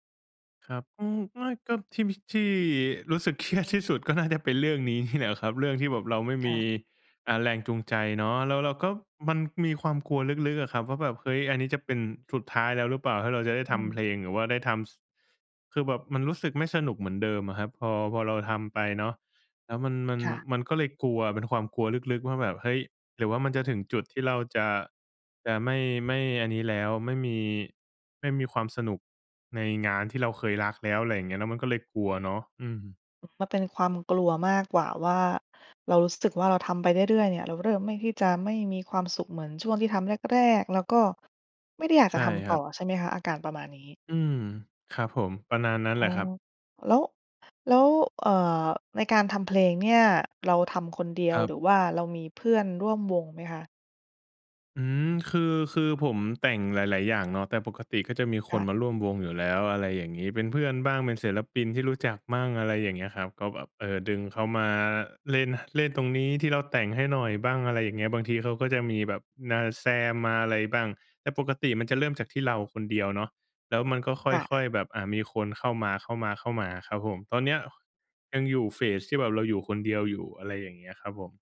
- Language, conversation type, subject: Thai, advice, ทำอย่างไรดีเมื่อหมดแรงจูงใจทำงานศิลปะที่เคยรัก?
- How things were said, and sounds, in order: laughing while speaking: "เครียดที่สุดก็น่าจะเป็นเรื่องนี้นี่แหละครับ"; other background noise; tapping; in English: "Phase"